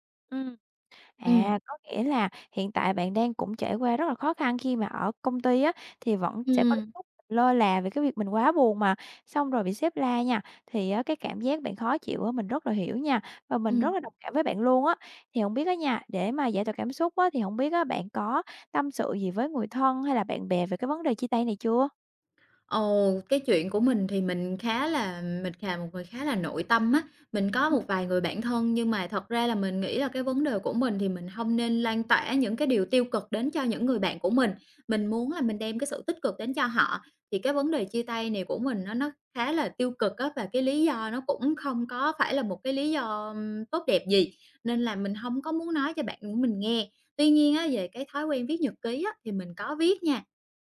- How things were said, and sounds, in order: tapping; other background noise
- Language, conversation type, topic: Vietnamese, advice, Mình vừa chia tay và cảm thấy trống rỗng, không biết nên bắt đầu từ đâu để ổn hơn?